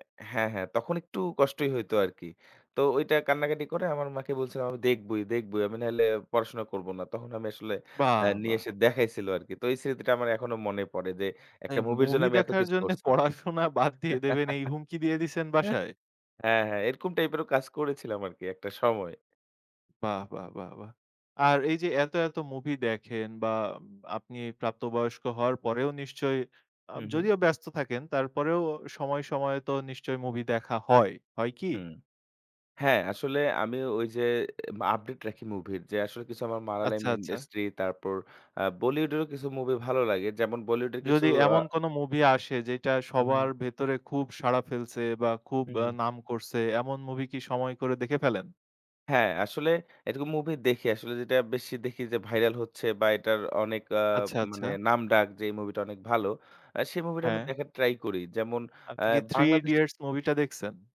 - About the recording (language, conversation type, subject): Bengali, podcast, কোনো বই বা সিনেমা কি আপনাকে বদলে দিয়েছে?
- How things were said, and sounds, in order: laughing while speaking: "এই মুভি দেখার জন্যে পড়াশোনা … দিয়ে দিছেন বাসায়?"; chuckle; laughing while speaking: "হ্যাঁ, হ্যাঁ, এরকম টাইপেরও কাজ করেছিলাম আরকি একটা সময়"